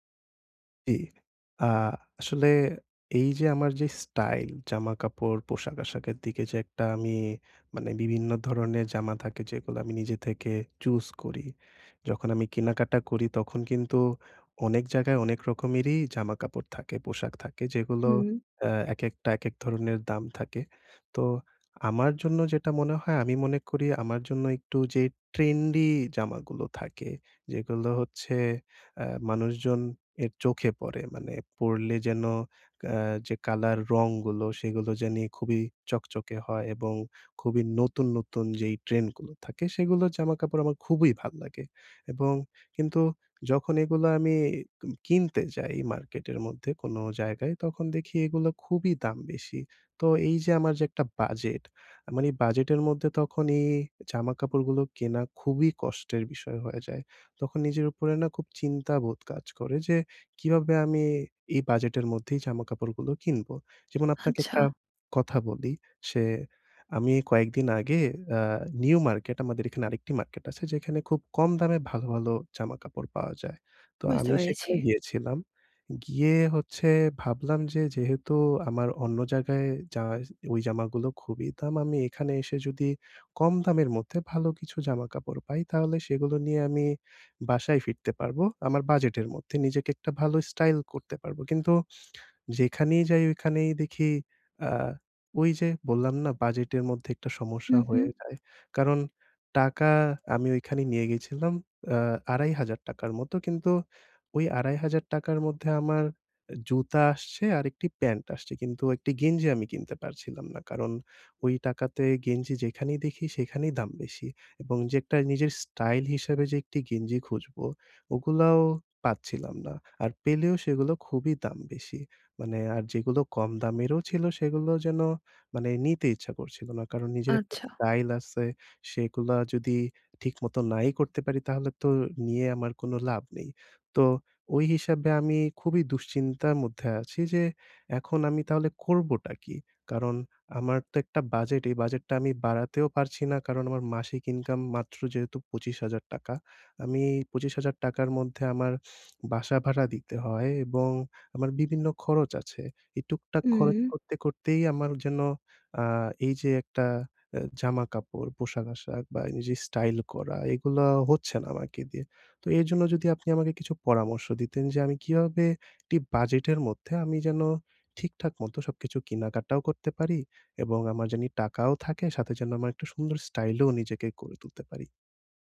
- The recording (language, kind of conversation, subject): Bengali, advice, বাজেটের মধ্যে কীভাবে স্টাইল গড়ে তুলতে পারি?
- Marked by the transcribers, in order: tapping